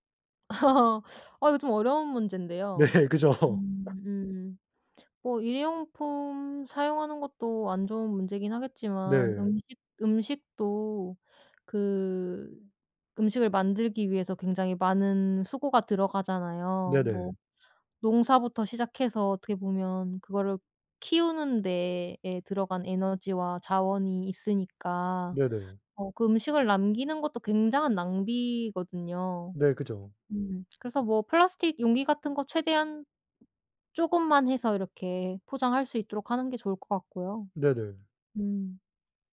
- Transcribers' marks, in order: laugh; laughing while speaking: "네 그죠"; tapping
- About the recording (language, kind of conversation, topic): Korean, unstructured, 식당에서 남긴 음식을 가져가는 게 왜 논란이 될까?